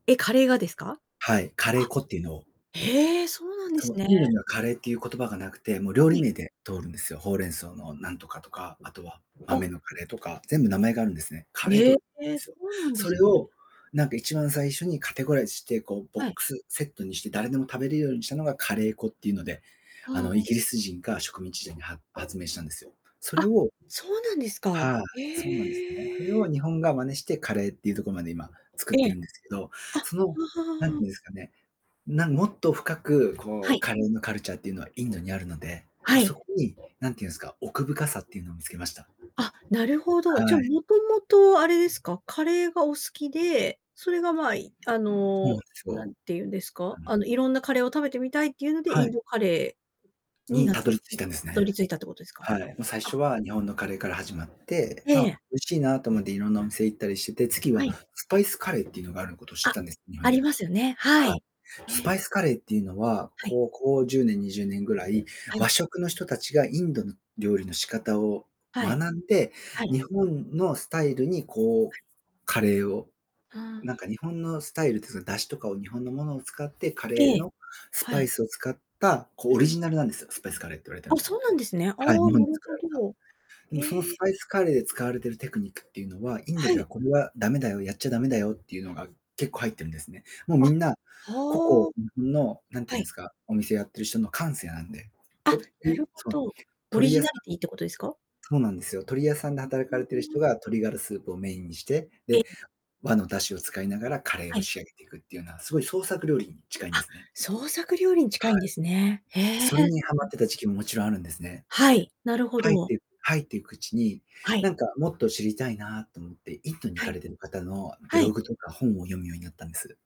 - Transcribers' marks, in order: distorted speech; other background noise; unintelligible speech; tapping
- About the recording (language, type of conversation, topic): Japanese, podcast, 食べ物で一番思い出深いものは何ですか?